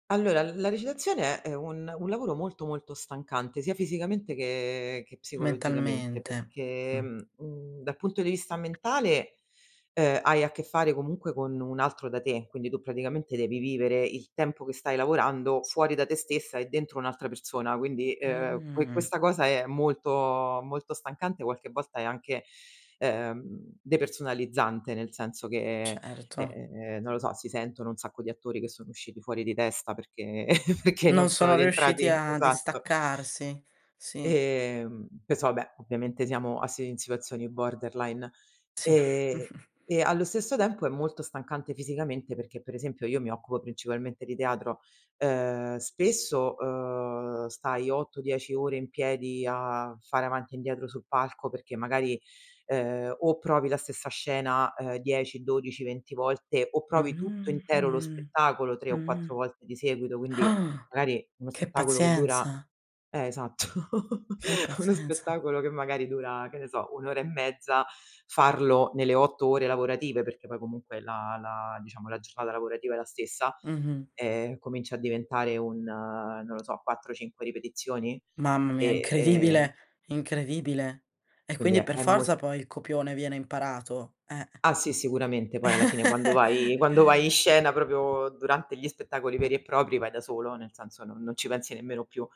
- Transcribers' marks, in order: other background noise; chuckle; in English: "borderline"; chuckle; laughing while speaking: "esatto"; chuckle; "pazienza" said as "pazenza"; tapping; chuckle; "proprio" said as "propio"
- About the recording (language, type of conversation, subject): Italian, podcast, Come ti dividi tra la creatività e il lavoro quotidiano?